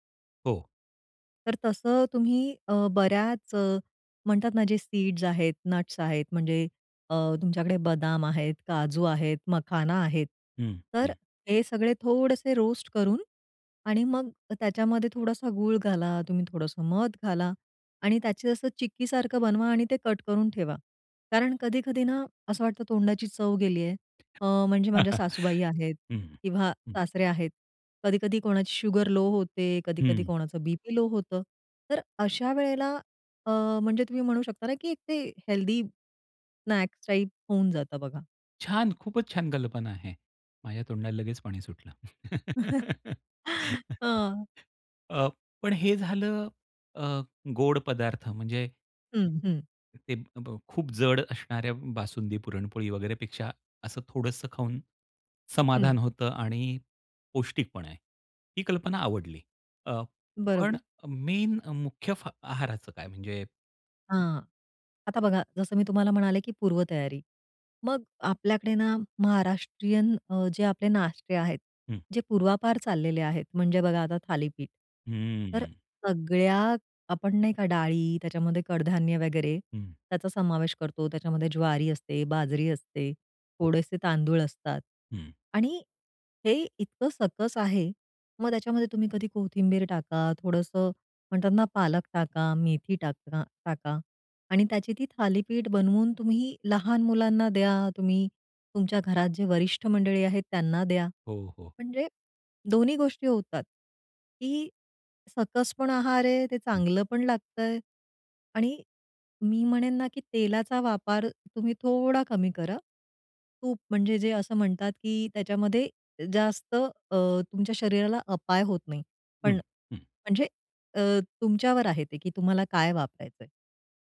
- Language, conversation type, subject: Marathi, podcast, चव आणि आरोग्यात तुम्ही कसा समतोल साधता?
- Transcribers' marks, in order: in English: "सीड्स"; in English: "नट्स"; in English: "रोस्ट"; other background noise; laugh; in English: "लो"; in English: "हेल्थी स्नॅक्स टाइप"; laugh; laughing while speaking: "हां"; laugh; in English: "मेन"; drawn out: "हं"; "वापर" said as "वापार"